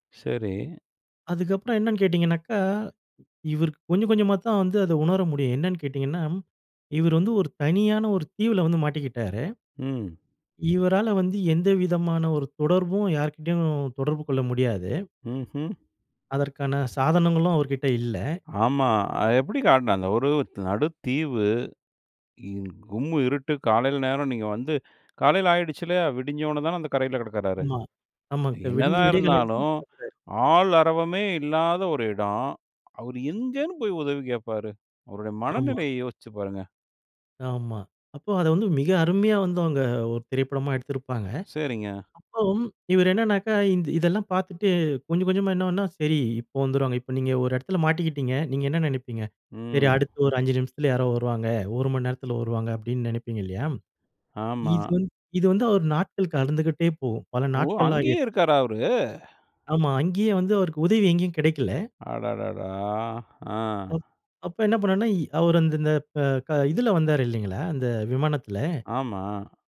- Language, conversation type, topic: Tamil, podcast, ஒரு திரைப்படம் உங்களின் கவனத்தை ஈர்த்ததற்கு காரணம் என்ன?
- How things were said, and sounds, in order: other background noise; unintelligible speech